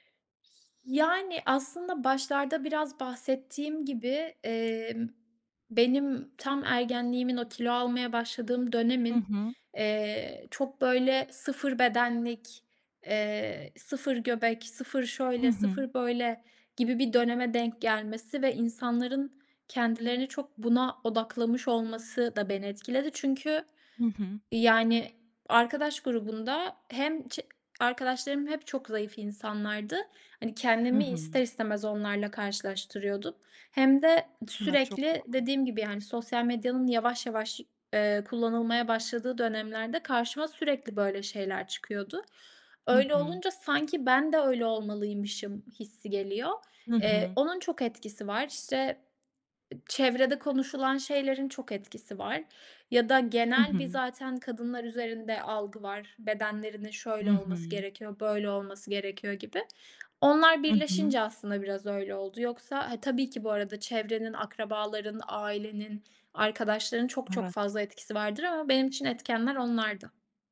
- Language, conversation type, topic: Turkish, podcast, Kendine güvenini nasıl inşa ettin?
- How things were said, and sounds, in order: none